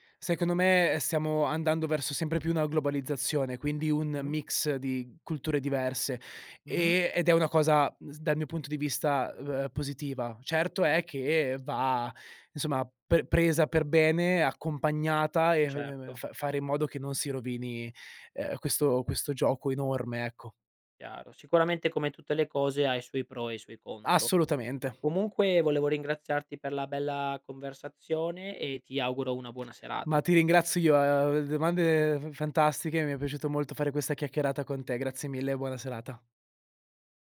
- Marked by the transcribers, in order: other noise; unintelligible speech
- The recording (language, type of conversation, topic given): Italian, podcast, Come cambia la cultura quando le persone emigrano?